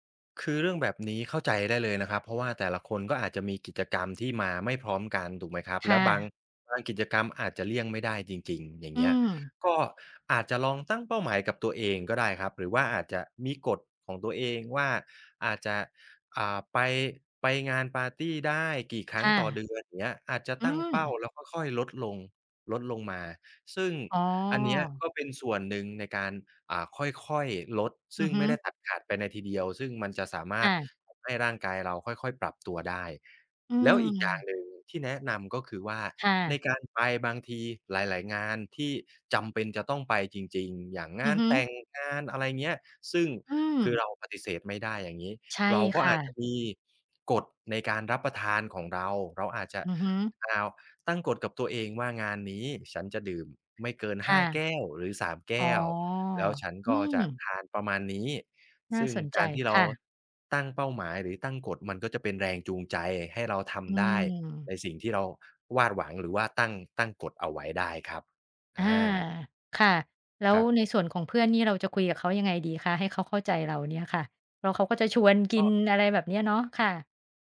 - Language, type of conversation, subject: Thai, advice, ทำไมเวลาคุณดื่มแอลกอฮอล์แล้วมักจะกินมากเกินไป?
- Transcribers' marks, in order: drawn out: "อ๋อ"